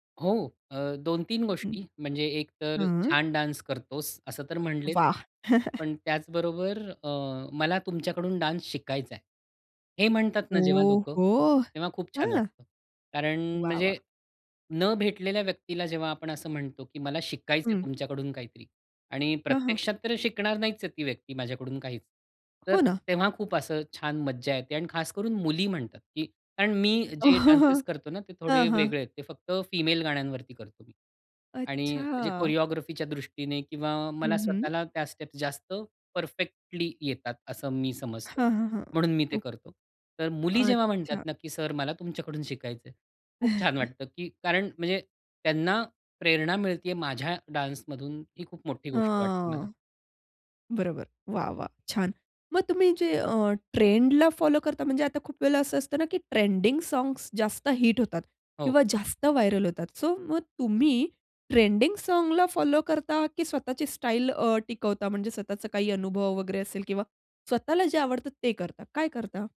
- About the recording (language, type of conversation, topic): Marathi, podcast, सोशल मीडियासाठी सर्जनशील मजकूर तुम्ही कसा तयार करता?
- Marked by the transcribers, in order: tapping; in English: "डान्स"; chuckle; other background noise; in English: "डान्स"; laugh; in English: "कोरिओग्राफीच्या"; chuckle; in English: "डान्समधून"; in English: "साँग्स"; in English: "व्हायरल"; in English: "साँगला"